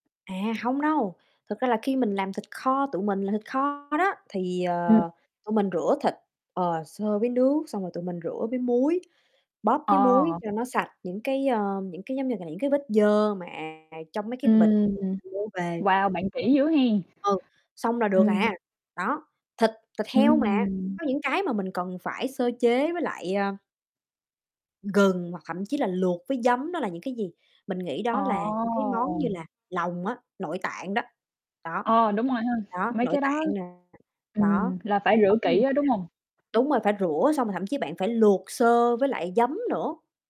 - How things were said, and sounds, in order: tapping; distorted speech; unintelligible speech; other background noise
- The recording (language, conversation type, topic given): Vietnamese, unstructured, Lần đầu tiên bạn tự nấu một bữa ăn hoàn chỉnh là khi nào?